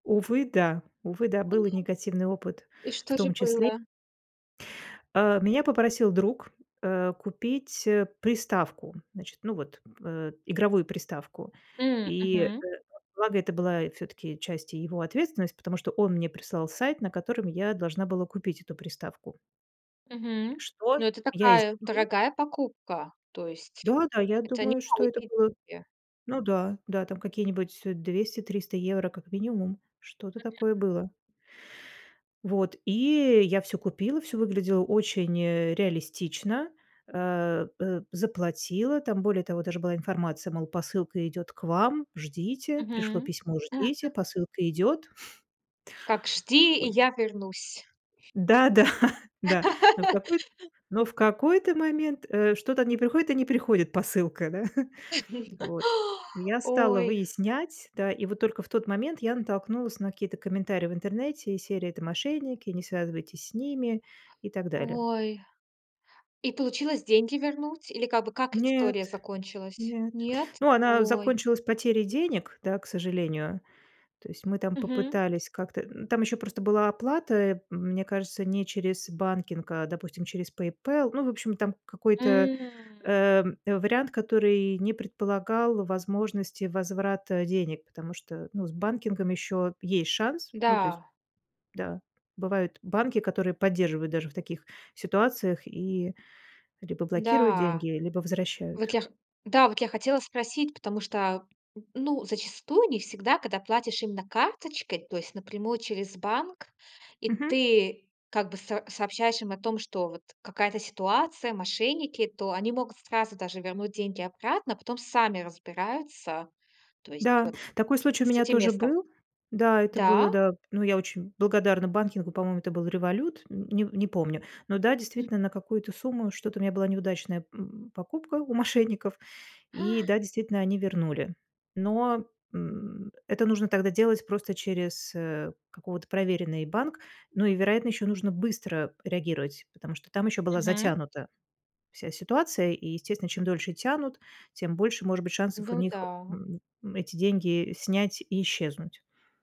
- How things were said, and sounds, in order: drawn out: "А!"; chuckle; chuckle; laugh; chuckle; sigh; surprised: "Ой, и получилось деньги вернуть … закончилась? Нет? Ой"; drawn out: "М"; tapping; surprised: "Да?"; gasp; surprised: "А!"
- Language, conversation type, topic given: Russian, podcast, Как ты проверяешь достоверность информации в интернете?